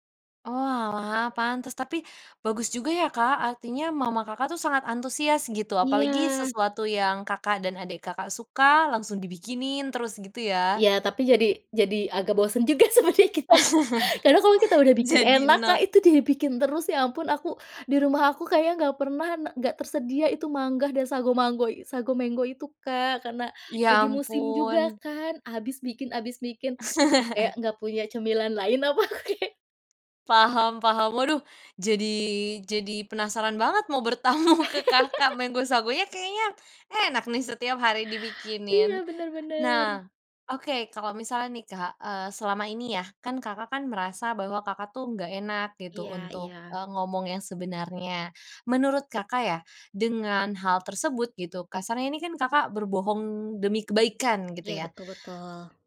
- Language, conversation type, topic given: Indonesian, podcast, Apa pendapatmu tentang kebohongan demi kebaikan dalam keluarga?
- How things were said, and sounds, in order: other background noise; laughing while speaking: "sebenernya kita"; laugh; laugh; laughing while speaking: "apa aku kayak"; laughing while speaking: "bertamu"; laugh